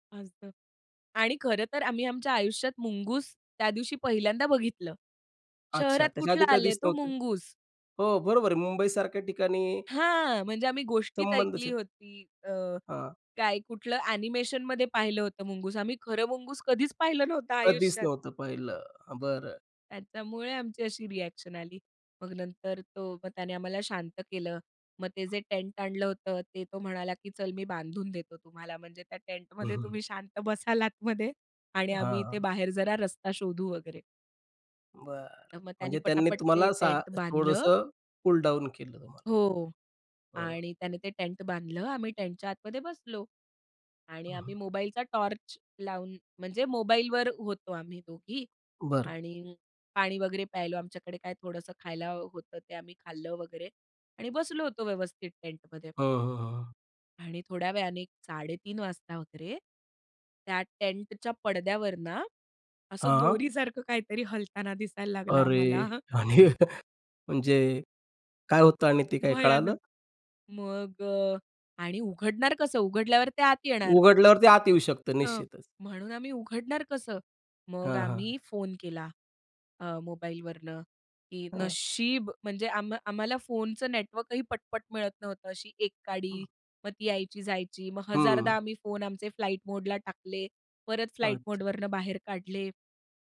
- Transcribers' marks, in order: unintelligible speech; in English: "अ‍ॅनिमेशनमध्ये"; in English: "रिएक्शन"; other background noise; chuckle; other noise; in English: "कूल डाउन"; laughing while speaking: "दोरीसारखं काहीतरी हलताना दिसायला लागला आम्हाला"; laughing while speaking: "आणि"; afraid: "भयानक"
- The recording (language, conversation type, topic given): Marathi, podcast, प्रवासात कधी हरवल्याचा अनुभव सांगशील का?